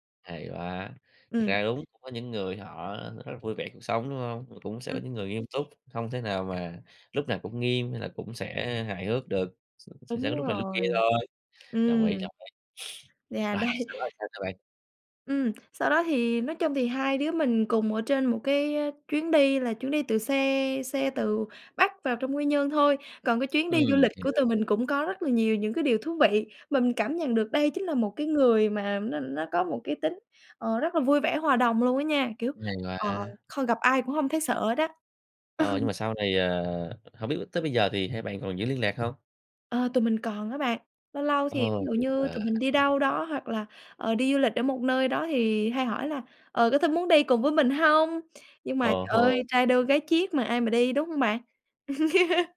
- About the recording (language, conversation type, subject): Vietnamese, podcast, Bạn có kỷ niệm hài hước nào với người lạ trong một chuyến đi không?
- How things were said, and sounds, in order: other background noise; sniff; laughing while speaking: "đấy"; tapping; laughing while speaking: "Ừ"; laugh